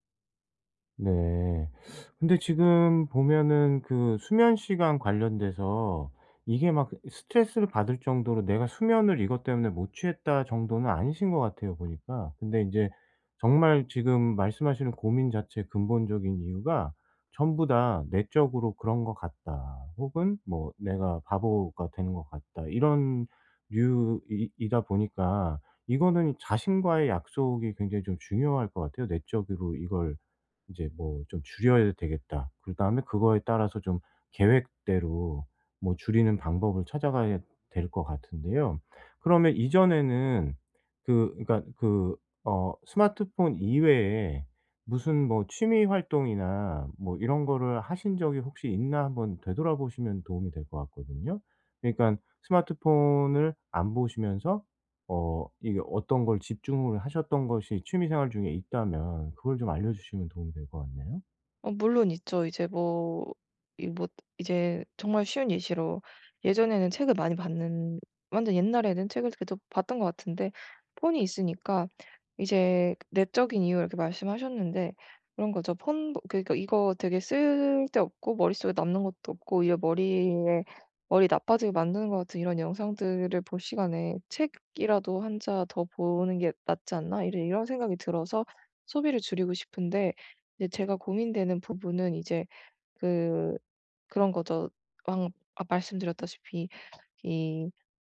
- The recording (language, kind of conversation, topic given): Korean, advice, 미디어를 과하게 소비하는 습관을 줄이려면 어디서부터 시작하는 게 좋을까요?
- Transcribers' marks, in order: other background noise; tapping